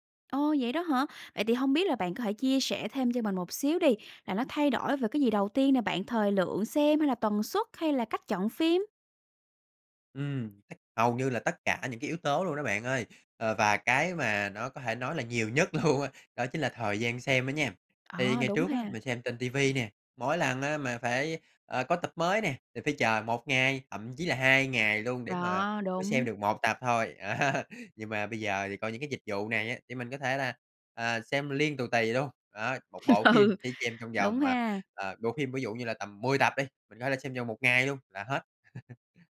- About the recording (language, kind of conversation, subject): Vietnamese, podcast, Bạn nghĩ việc xem phim qua các nền tảng phát trực tuyến đã làm thay đổi cách chúng ta xem phim như thế nào?
- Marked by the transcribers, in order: unintelligible speech; laughing while speaking: "luôn á"; tapping; laughing while speaking: "á"; laugh; laughing while speaking: "Ừ"; chuckle